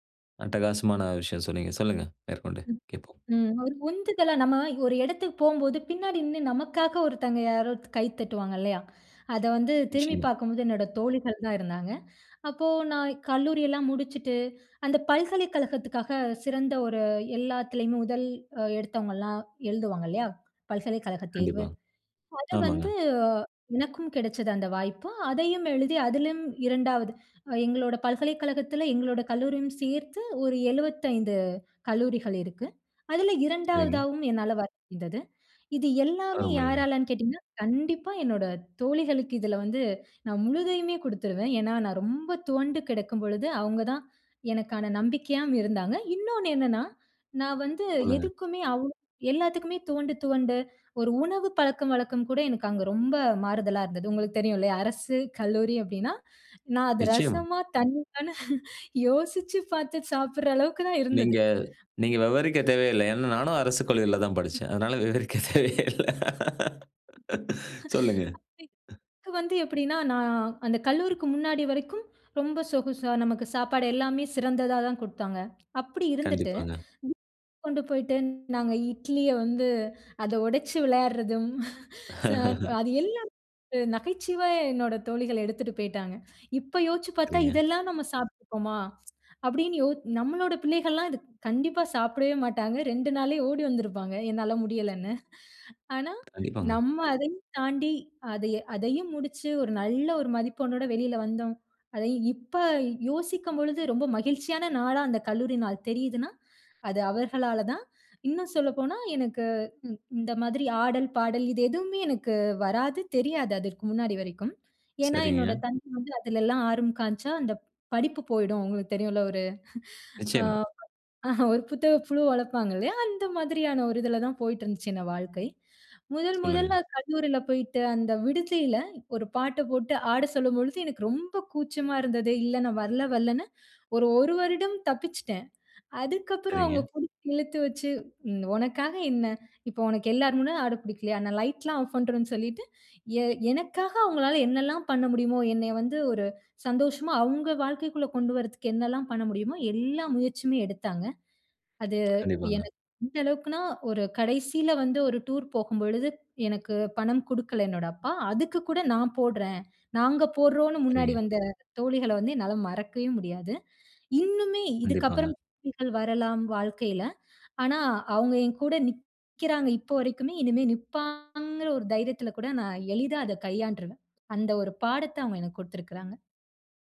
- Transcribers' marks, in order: "போகும்போது" said as "போம்போது"; other background noise; laughing while speaking: "நான் அது ரசமா? தண்ணியானு? யோசிச்சு பாத்து சாப்ற அளவுக்கு தான், இருந்தது"; other noise; laughing while speaking: "விவரிக்க தேவையே இல்ல"; unintelligible speech; unintelligible speech; chuckle; chuckle; "மதிப்பெண்ணோடு" said as "மதிப்பொண்ணோடு"; chuckle
- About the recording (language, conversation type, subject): Tamil, podcast, தோல்வியிலிருந்து நீங்கள் கற்றுக்கொண்ட வாழ்க்கைப் பாடம் என்ன?